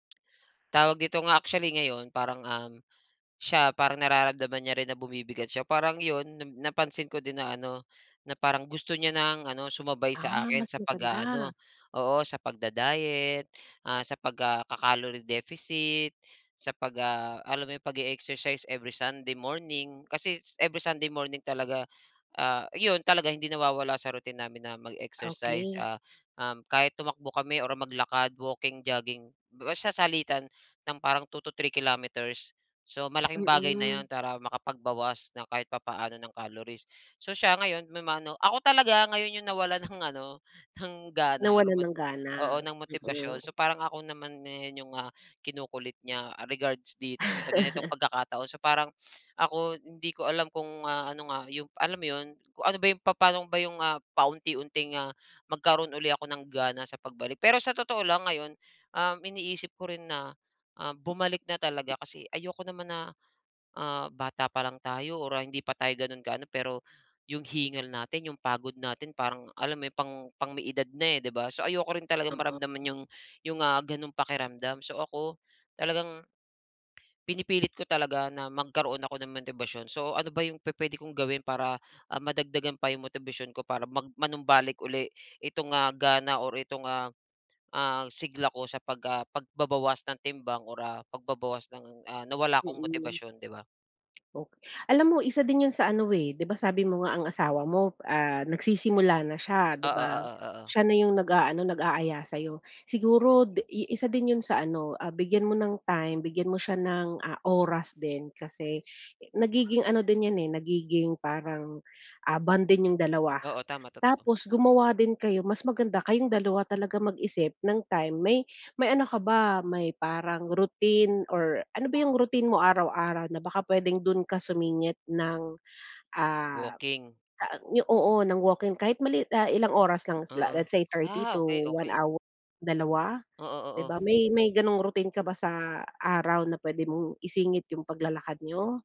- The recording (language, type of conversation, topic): Filipino, advice, Paano ako makakapagbawas ng timbang kung nawawalan ako ng gana at motibasyon?
- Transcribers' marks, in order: laughing while speaking: "nawalan ng ano, ng gana"; laugh; swallow; other background noise